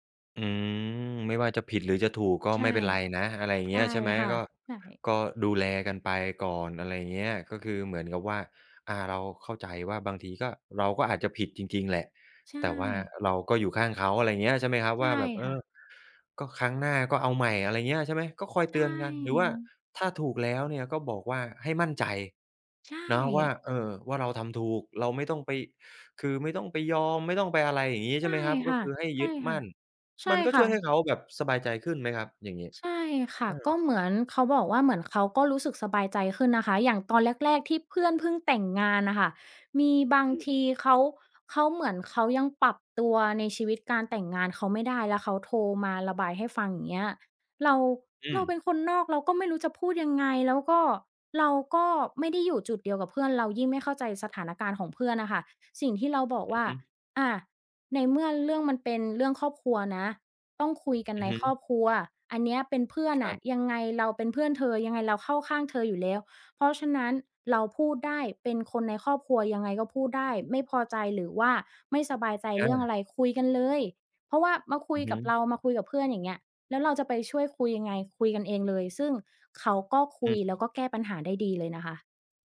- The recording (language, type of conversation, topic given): Thai, podcast, ทำอย่างไรจะเป็นเพื่อนที่รับฟังได้ดีขึ้น?
- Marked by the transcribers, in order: none